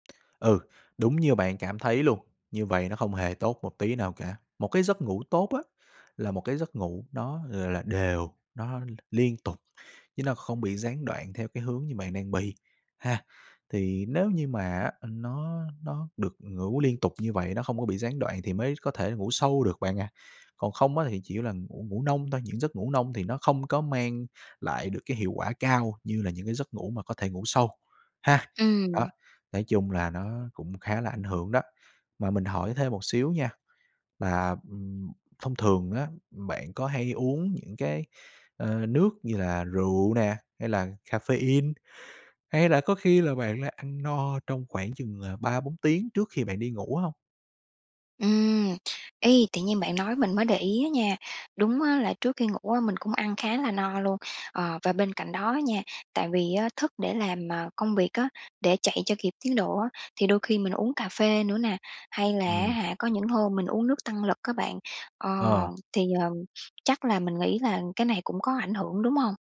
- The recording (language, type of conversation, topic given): Vietnamese, advice, Vì sao tôi thức giấc nhiều lần giữa đêm và sáng hôm sau lại kiệt sức?
- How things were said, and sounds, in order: tapping; other background noise